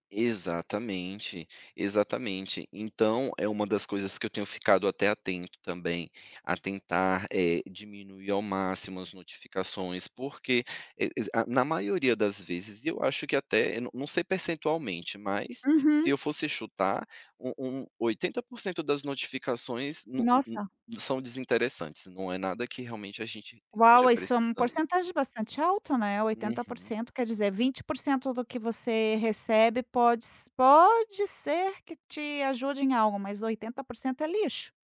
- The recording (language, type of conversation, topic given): Portuguese, podcast, Que pequenas mudanças todo mundo pode adotar já?
- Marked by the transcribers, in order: none